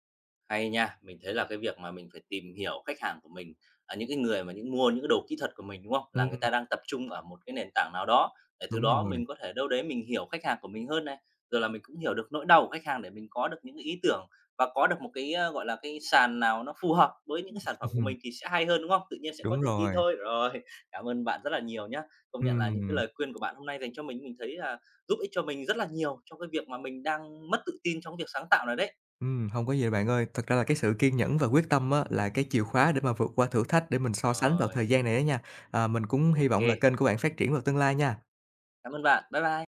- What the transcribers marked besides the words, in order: other background noise; chuckle; laughing while speaking: "Rồi"; tapping
- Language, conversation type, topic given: Vietnamese, advice, Làm thế nào để ngừng so sánh bản thân với người khác để không mất tự tin khi sáng tạo?